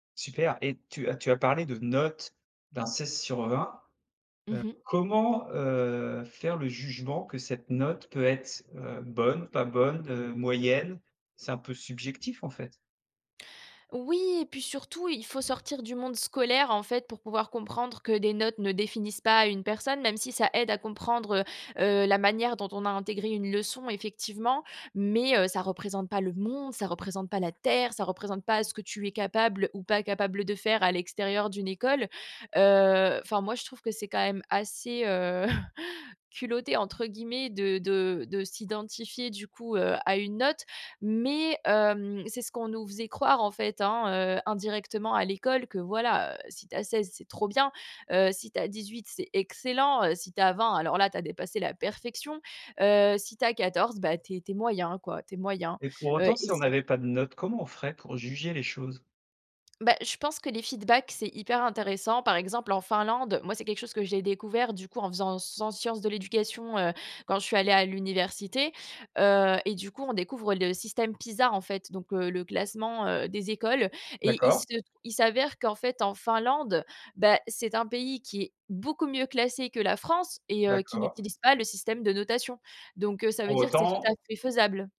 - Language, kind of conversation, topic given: French, podcast, Que penses-tu des notes et des classements ?
- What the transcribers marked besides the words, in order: tapping; chuckle; in English: "feedbacks"; stressed: "beaucoup"